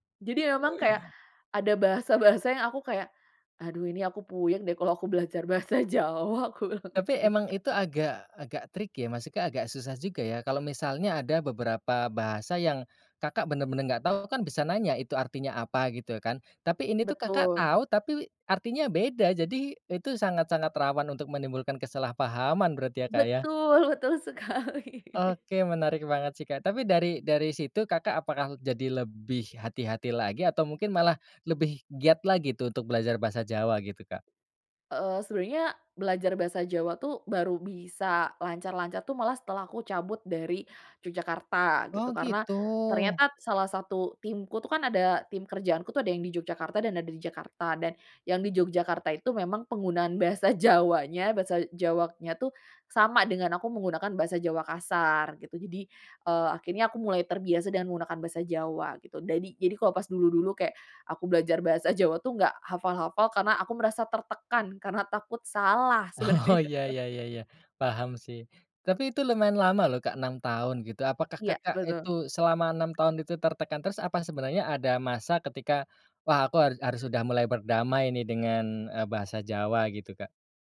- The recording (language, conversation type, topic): Indonesian, podcast, Apa cerita lucu tentang salah paham bahasa yang pernah kamu alami?
- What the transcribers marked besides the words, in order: laughing while speaking: "bahasa Jawa, aku bilang kayak gitu"; in English: "tricky"; laughing while speaking: "betul sekali"; laughing while speaking: "Oh"; laughing while speaking: "sebenarnya"